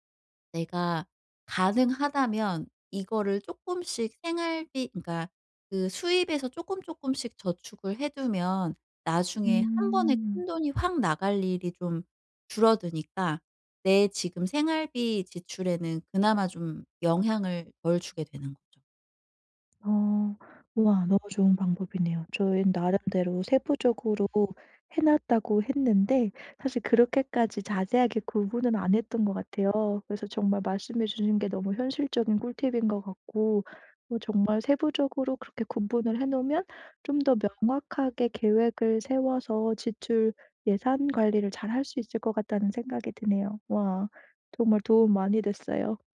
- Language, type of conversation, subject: Korean, advice, 경제적 불안 때문에 잠이 안 올 때 어떻게 관리할 수 있을까요?
- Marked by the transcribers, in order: drawn out: "음"